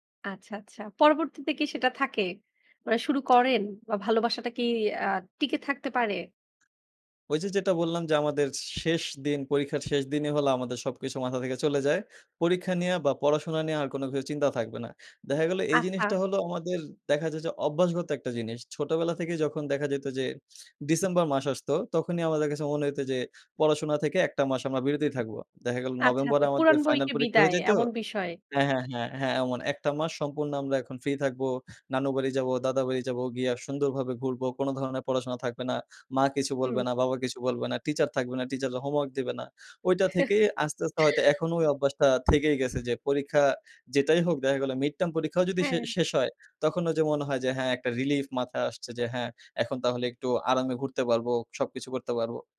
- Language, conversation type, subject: Bengali, podcast, পরীক্ষার চাপের মধ্যে তুমি কীভাবে সামলে থাকো?
- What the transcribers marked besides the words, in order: laugh; blowing